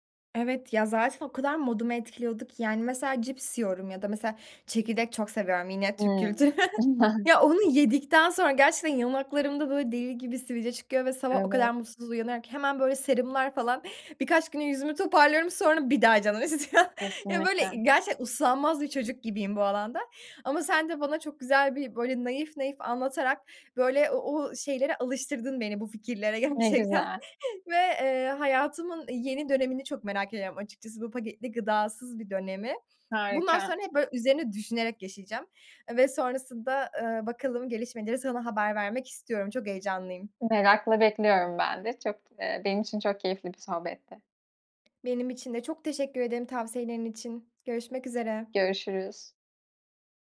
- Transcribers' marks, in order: other background noise; laughing while speaking: "Aynen"; laughing while speaking: "kültürü"; laughing while speaking: "istiyor"; laughing while speaking: "gerçekten"
- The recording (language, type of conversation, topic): Turkish, advice, Atıştırma kontrolü ve dürtü yönetimi